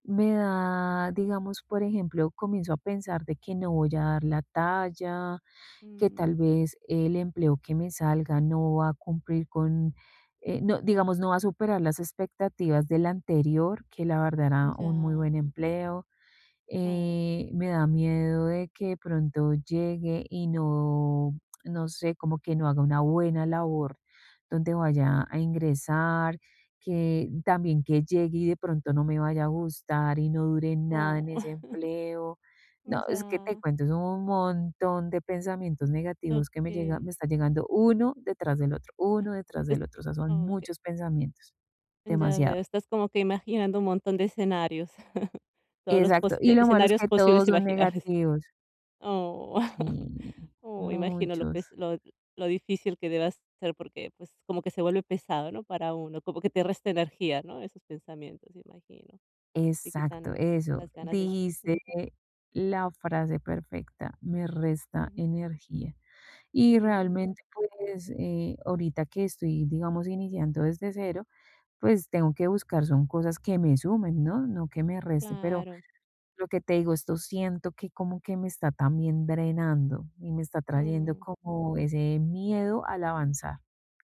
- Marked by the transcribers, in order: drawn out: "da"; chuckle; chuckle; laughing while speaking: "imaginables"; chuckle; tapping
- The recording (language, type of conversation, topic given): Spanish, advice, ¿Cómo puedo manejar el miedo a intentar cosas nuevas?
- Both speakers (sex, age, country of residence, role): female, 35-39, Italy, advisor; female, 40-44, Spain, user